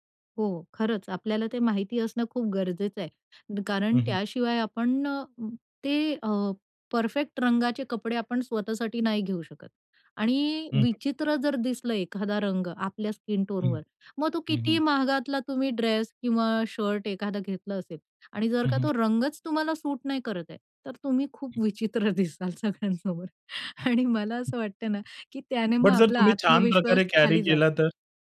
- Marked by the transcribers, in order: in English: "स्किन टोनवर"; other background noise; laughing while speaking: "विचित्र दिसाल सगळ्यांसमोर"
- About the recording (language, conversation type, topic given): Marathi, podcast, स्टाईलमुळे तुमचा आत्मविश्वास कसा वाढला?